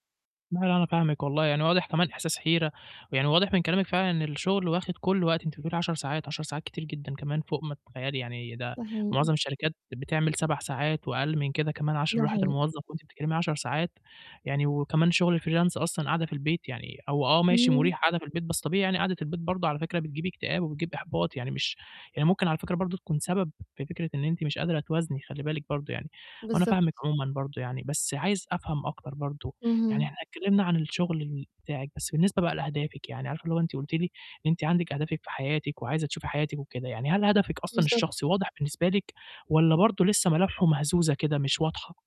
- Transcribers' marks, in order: unintelligible speech; static; in English: "الfreelance"
- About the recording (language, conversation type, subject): Arabic, advice, إزاي أوازن بين شغلي الحالي وتحقيق هدفي الشخصي في الحياة؟